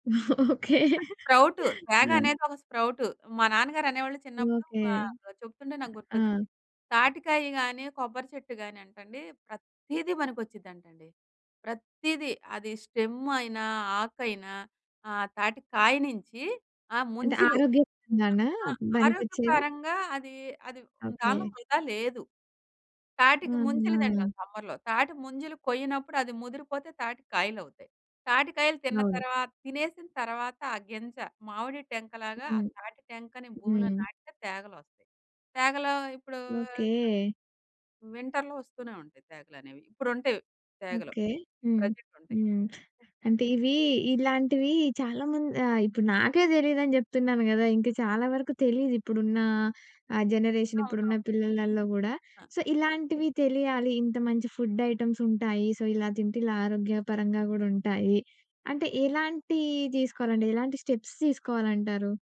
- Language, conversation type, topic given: Telugu, podcast, పాత రోజుల వంటపద్ధతులను మీరు ఎలా గుర్తుంచుకుంటారు?
- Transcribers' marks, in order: laughing while speaking: "ఓకే"; other background noise; in English: "స్టెమ్"; in English: "సమ్మర్‌లో"; in English: "వింటర్‌లో"; in English: "ప్రెజెంట్"; in English: "జనరేషన్"; horn; in English: "సో"; in English: "సో"; in English: "స్టెప్స్"